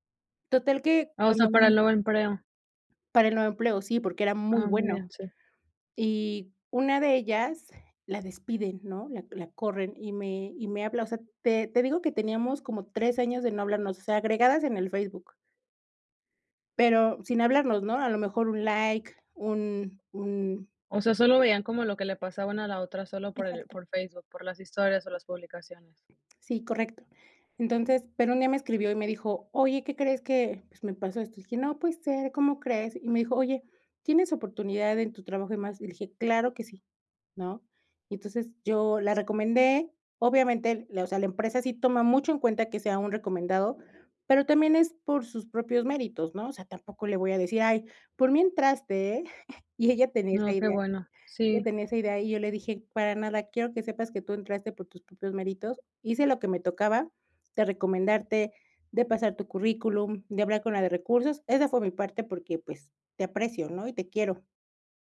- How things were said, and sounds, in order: chuckle
- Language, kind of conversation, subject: Spanish, podcast, ¿Cómo creas redes útiles sin saturarte de compromisos?